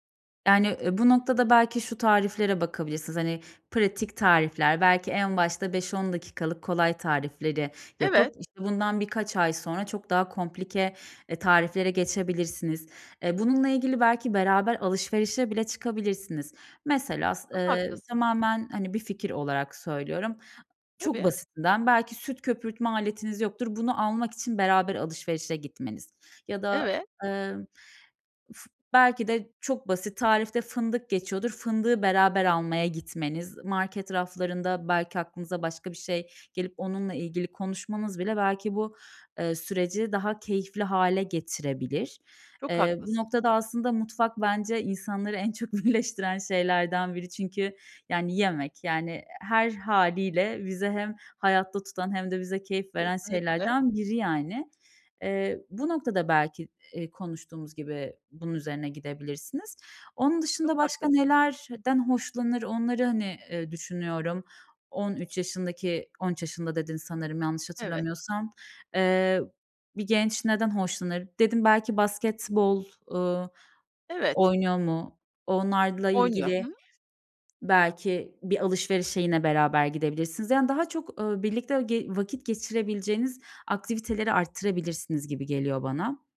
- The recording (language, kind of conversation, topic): Turkish, advice, Sürekli öğrenme ve uyum sağlama
- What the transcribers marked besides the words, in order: laughing while speaking: "birleştiren"